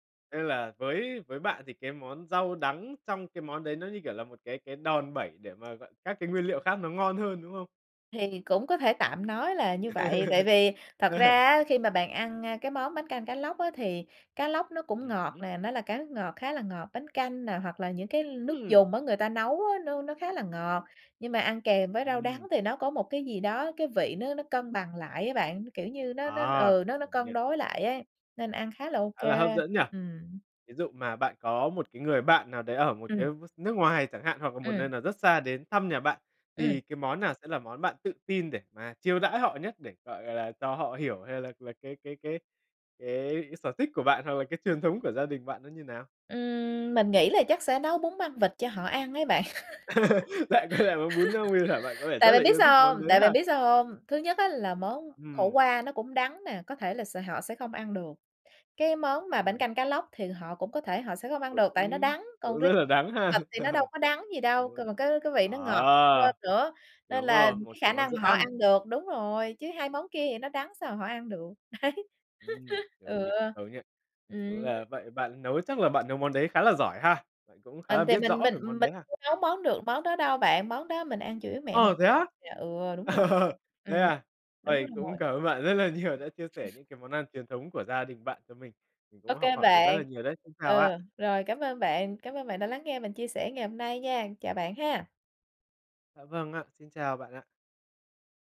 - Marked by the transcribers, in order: tapping; laugh; other background noise; laugh; laughing while speaking: "quay lại"; laughing while speaking: "ha"; laugh; unintelligible speech; laughing while speaking: "Đấy"; laugh; laugh; laughing while speaking: "nhiều"; laugh
- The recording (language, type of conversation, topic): Vietnamese, podcast, Những món ăn truyền thống nào không thể thiếu ở nhà bạn?